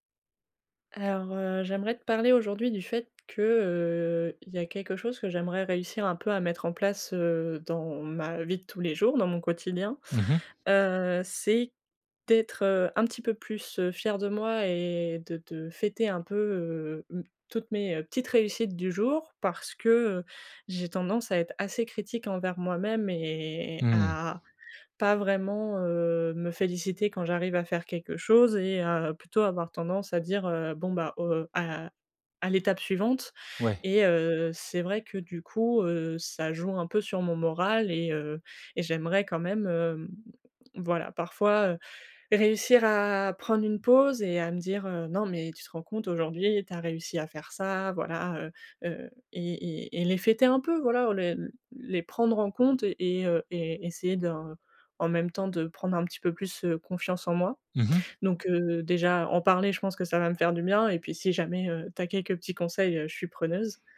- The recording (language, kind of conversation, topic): French, advice, Comment puis-je reconnaître mes petites victoires quotidiennes ?
- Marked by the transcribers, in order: none